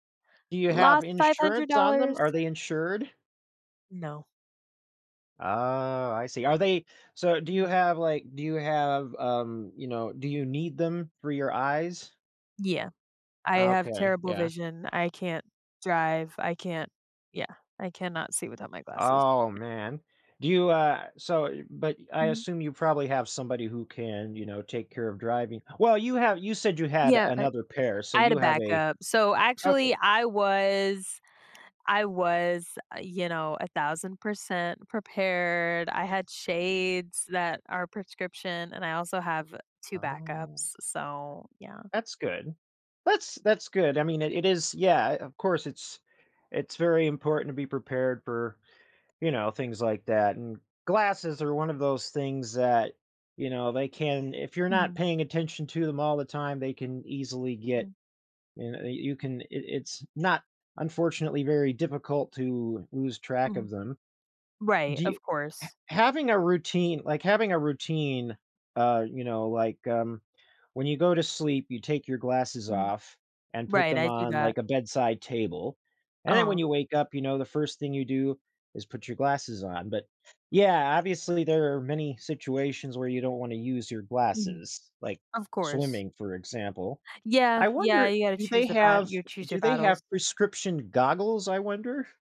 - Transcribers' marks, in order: tapping; other background noise
- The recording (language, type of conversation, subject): English, advice, How can I recover my confidence after being humiliated by a public mistake?